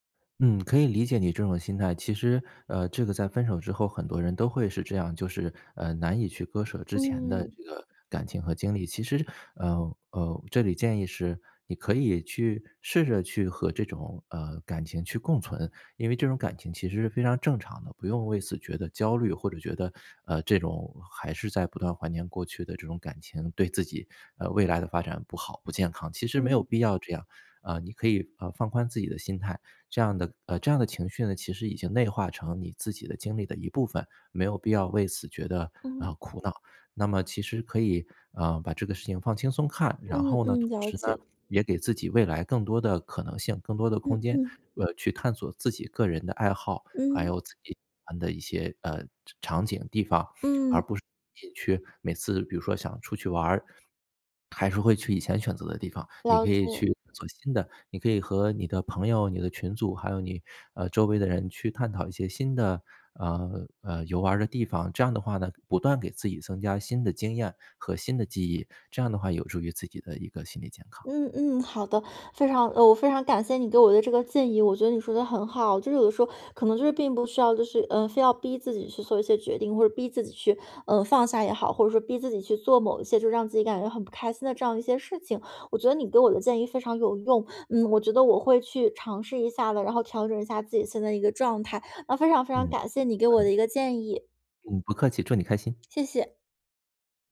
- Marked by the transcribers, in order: none
- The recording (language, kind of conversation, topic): Chinese, advice, 分手后，我该删除还是保留与前任有关的所有纪念物品？